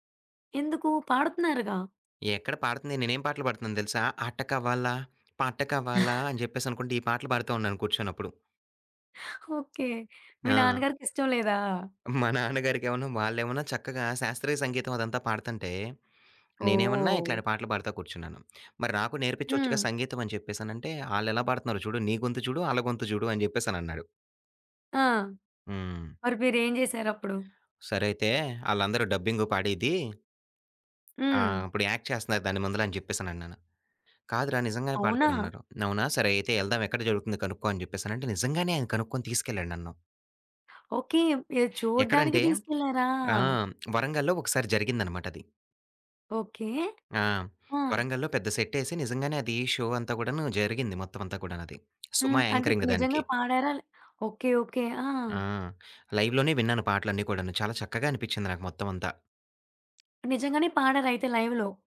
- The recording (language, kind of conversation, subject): Telugu, podcast, ప్రత్యక్ష కార్యక్రమానికి వెళ్లేందుకు మీరు చేసిన ప్రయాణం గురించి ఒక కథ చెప్పగలరా?
- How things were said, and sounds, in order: other background noise; singing: "అట కావాలా? పాట కావాలా?"; laughing while speaking: "మా నాన్నగారికేమోను"; tapping; in English: "యాక్ట్"; in English: "షో"; in English: "యాంకరింగ్"; in English: "లైవ్ లోనే"; in English: "లైవ్‌లో?"